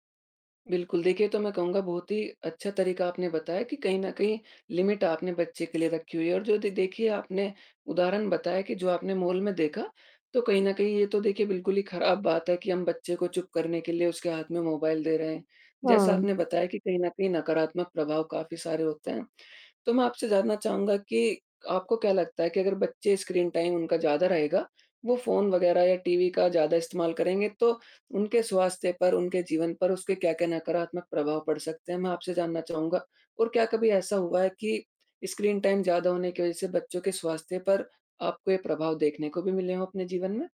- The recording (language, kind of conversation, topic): Hindi, podcast, बच्चों और स्क्रीन के इस्तेमाल को लेकर आपका तरीका क्या है?
- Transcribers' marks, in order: in English: "लिमिट"; static; tapping; in English: "टाइम"; in English: "टाइम"